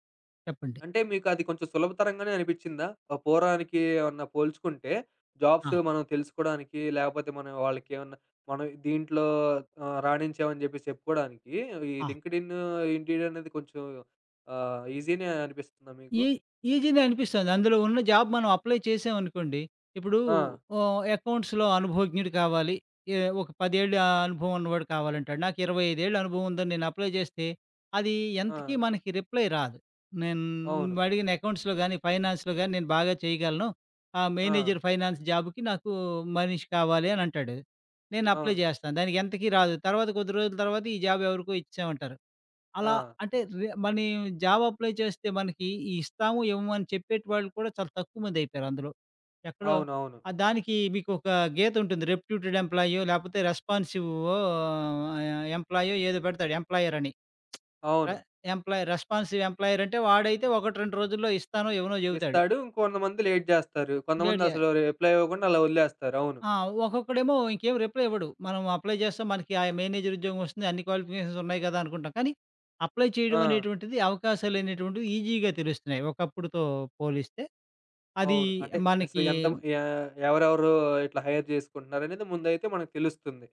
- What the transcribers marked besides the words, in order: in English: "లింక్డిన్, ఇన్‌డీడ్"; in English: "ఈజీనే"; in English: "ఈ ఈజీనే"; in English: "జాబ్"; in English: "అప్లై"; in English: "అకౌంట్స్‌లో"; in English: "అప్లై"; in English: "రిప్లై"; in English: "అకౌంట్స్‌లో"; in English: "ఫైనాన్స్‌లో"; in English: "మేనేజర్ ఫైనాన్స్ జాబ్‌కి"; in English: "అప్లై"; in English: "జాబ్"; in English: "జాబ్ అప్లై"; in English: "రెప్యూటెడ్"; in English: "రెస్పాన్సివ్"; in English: "ఎంప్లాయర్"; lip smack; in English: "ఎంప్లాయీ రెస్పాన్సివ్ ఎంప్లాయర్"; in English: "లేట్"; in English: "లేట్"; in English: "రిప్లై"; in English: "రిప్లై"; in English: "అప్లై"; in English: "మేనేజర్"; in English: "క్వాలిఫికేషన్స్"; in English: "అప్లై"; in English: "ఈజీగా"; in English: "హైర్"
- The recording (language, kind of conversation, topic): Telugu, podcast, సామాజిక మాధ్యమాల్లో మీ పనిని సమర్థంగా ఎలా ప్రదర్శించాలి?